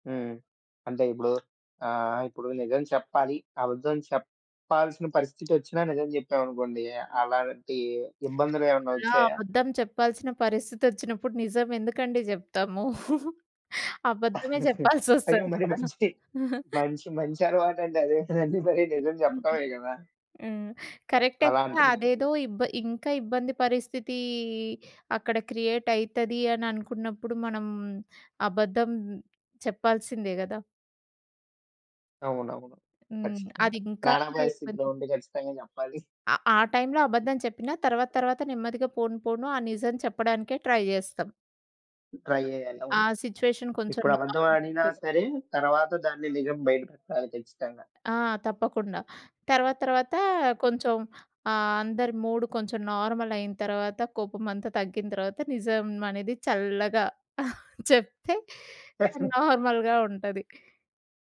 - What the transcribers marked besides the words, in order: other background noise; giggle; chuckle; in English: "క్రియేటయితది"; in English: "ట్రై"; in English: "ట్రై"; in English: "సిట్యుయేషన్"; in English: "నార్మల్"; tapping; in English: "మూడ్"; stressed: "చల్లగా"; chuckle
- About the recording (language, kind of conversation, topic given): Telugu, podcast, మీరు మంచి అలవాట్లు ఎలా ఏర్పరచుకున్నారు, చెప్పగలరా?